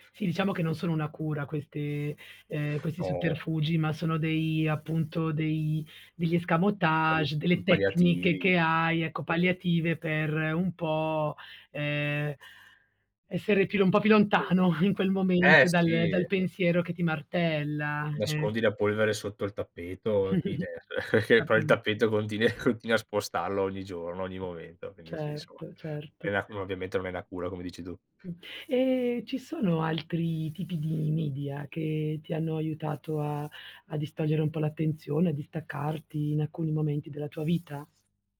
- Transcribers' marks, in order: other background noise; drawn out: "No"; in French: "escamotage"; laughing while speaking: "in"; chuckle; laughing while speaking: "continui"; unintelligible speech
- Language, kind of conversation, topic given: Italian, podcast, Puoi raccontarmi un momento in cui una canzone, un film o un libro ti ha consolato?